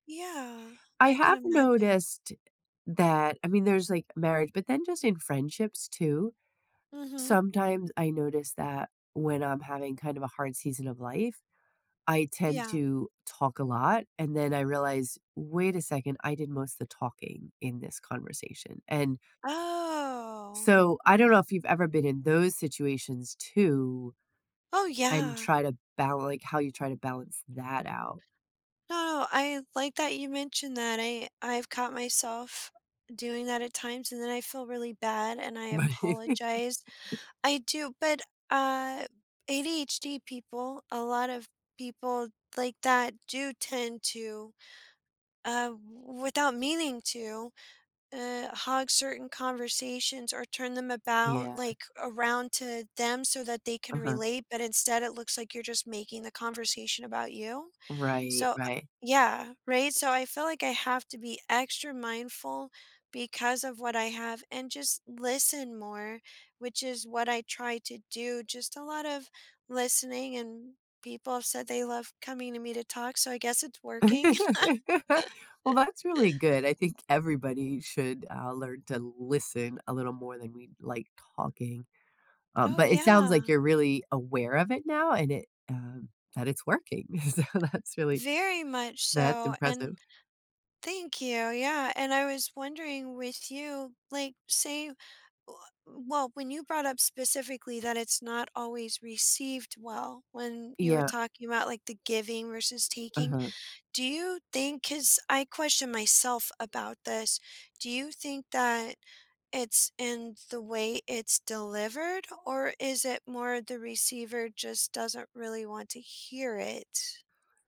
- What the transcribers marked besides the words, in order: tapping; drawn out: "Oh"; stressed: "those"; stressed: "that"; laughing while speaking: "Right"; laugh; laugh; laughing while speaking: "so, that's really"; stressed: "Very"
- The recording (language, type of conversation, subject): English, unstructured, How can I spot and address giving-versus-taking in my close relationships?